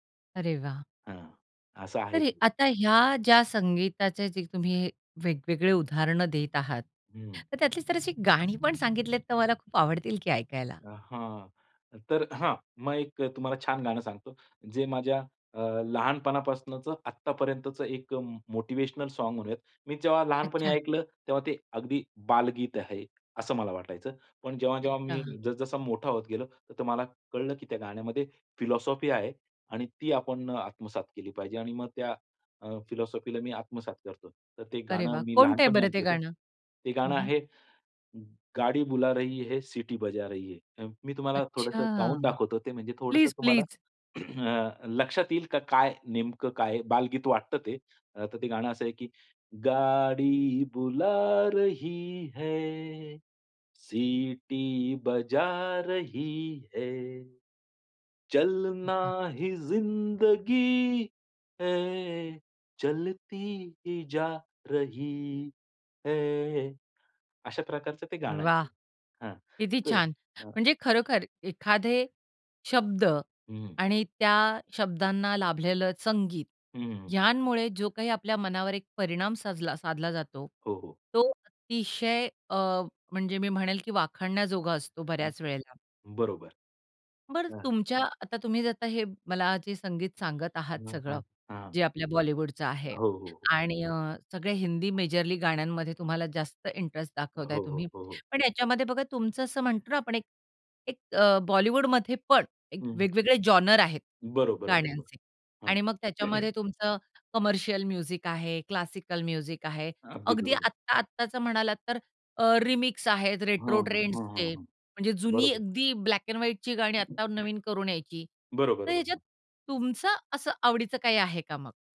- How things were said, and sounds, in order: other background noise; anticipating: "तर त्यातली जर अशी गाणी … आवडतील ती ऐकायला"; in English: "मोटिव्हेशनल सॉंग"; in English: "फिलॉसॉफी"; in English: "फिलॉसॉफीला"; in Hindi: "गाडी बुला रही है, सिटी बजा रही है"; unintelligible speech; singing: "गाडी बुला रही है, सिटी … जा रही है"; other street noise; in English: "मेजरली"; in English: "जॉनर"; in English: "कमर्शियल"; in English: "क्लासिकल"; in English: "रेट्रो ट्रेंड्सचे"; in English: "ब्लॅक अँड व्हाईटची"
- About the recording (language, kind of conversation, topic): Marathi, podcast, चित्रपटातील गाणी तुम्हाला का आवडतात?